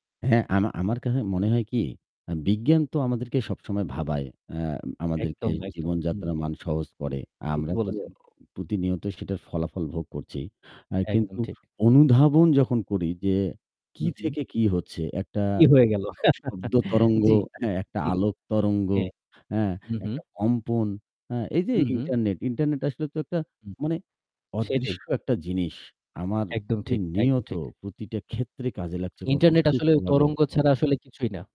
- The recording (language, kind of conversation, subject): Bengali, unstructured, বিজ্ঞান আমাদের দৈনন্দিন জীবনে কী কী চমকপ্রদ পরিবর্তন এনেছে?
- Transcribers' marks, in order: static; chuckle